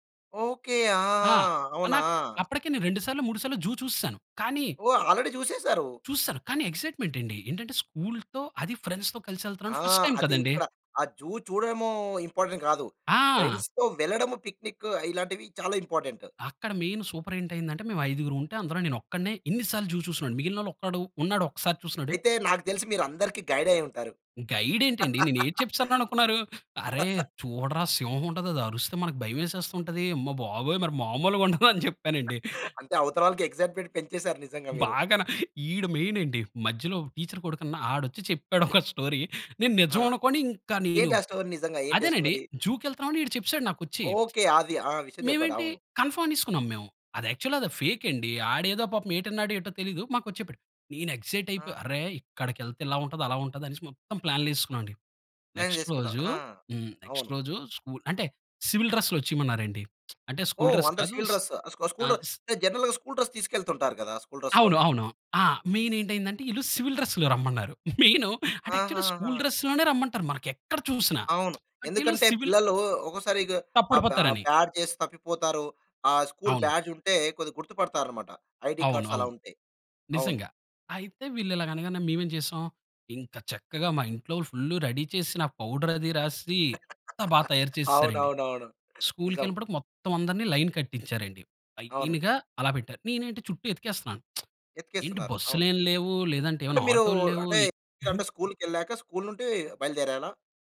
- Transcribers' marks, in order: surprised: "ఓకే. ఆ! అవునా?"; in English: "జూ"; in English: "ఆల్రెడీ"; in English: "ఎక్స్సైట్మెంట్"; in English: "ఫ్రెండ్స్‌తో"; in English: "ఫస్ట్ టైం"; in English: "జూ"; in English: "ఇంపార్టెంట్"; in English: "ఫ్రెండ్స్‌తో"; in English: "పిక్నిక్"; in English: "ఇంపార్టెంట్"; in English: "మెయిన్ సూపర్"; in English: "జూ"; in English: "గైడ్"; joyful: "అరె! చూడరా, సింహం ఉంటది అది … మరి మాములుగా ఉండదు"; laugh; chuckle; in English: "ఎక్సైట్మెంట్"; laugh; in English: "టీచర్"; in English: "స్టోరీ"; in English: "స్టోరి?"; in English: "స్టోరీ?"; in English: "కన్ఫర్మ్"; in English: "యాక్చువల్‌గా"; in English: "ఫేక్"; in English: "ఎక్సైట్"; in English: "ప్లాన్"; in English: "నెక్స్ట్"; in English: "నెక్స్ట్"; in English: "సివిల్ డ్రెస్‌లో"; lip smack; in English: "సివిల్ డ్రెస్"; in English: "స్కూల్ డ్రెస్"; other noise; in English: "జనరల్‌గా స్కూల్ డ్రెస్"; in English: "స్కూల్ డ్రెస్"; in English: "సివిల్ డ్రెస్‌లో"; chuckle; in English: "యాక్చువల్‌గా స్కూల్ డ్రెస్"; lip smack; in English: "సివిల్"; in English: "స్కూల్ బ్యాడ్జ్"; in English: "ఐడీ కార్డ్స్"; joyful: "ఇంకా చక్కగా మా ఇంట్లో ఫుల్ … బాగా తయారు చేస్సేరండి"; in English: "ఫుల్ రెడీ"; in English: "పౌడర్"; chuckle; in English: "లైన్"; in English: "లైన్‌గా"; lip smack
- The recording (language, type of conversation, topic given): Telugu, podcast, నీ చిన్ననాటి పాఠశాల విహారయాత్రల గురించి నీకు ఏ జ్ఞాపకాలు గుర్తున్నాయి?